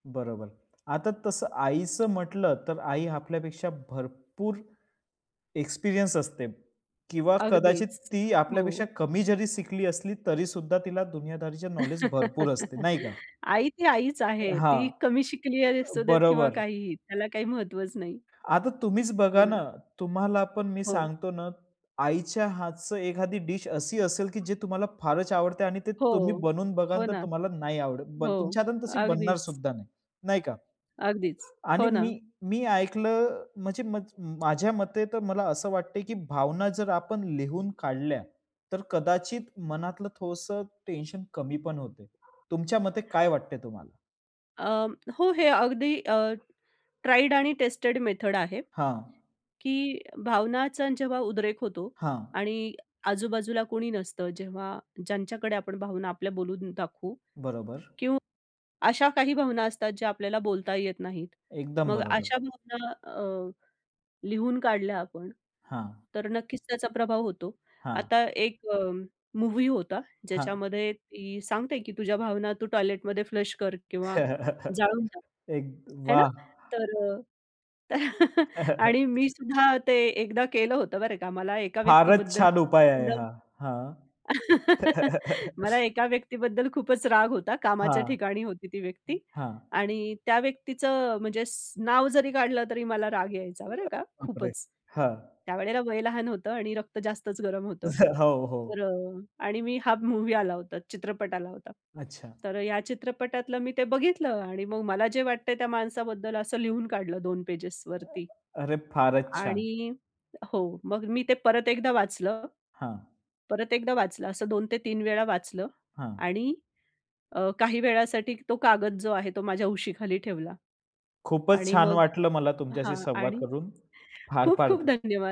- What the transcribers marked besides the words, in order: tapping; other background noise; laugh; dog barking; in English: "ट्राईड"; in English: "टेस्टेड"; in English: "मूव्ही"; laugh; in English: "फ्लश"; laugh; chuckle; laugh; laugh; other noise; chuckle; in English: "मूव्ही"
- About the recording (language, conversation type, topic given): Marathi, podcast, तुम्ही तुमच्या खऱ्या भावना शांतपणे कशा व्यक्त करता?